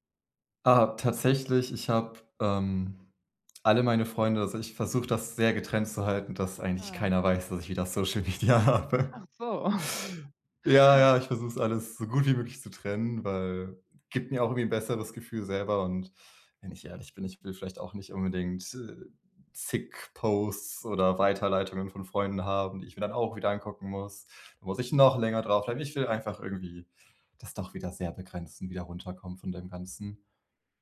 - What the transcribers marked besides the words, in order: laughing while speaking: "Social Media habe"; chuckle; stressed: "noch"
- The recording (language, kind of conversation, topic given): German, advice, Wie gehe ich mit Geldsorgen und dem Druck durch Vergleiche in meinem Umfeld um?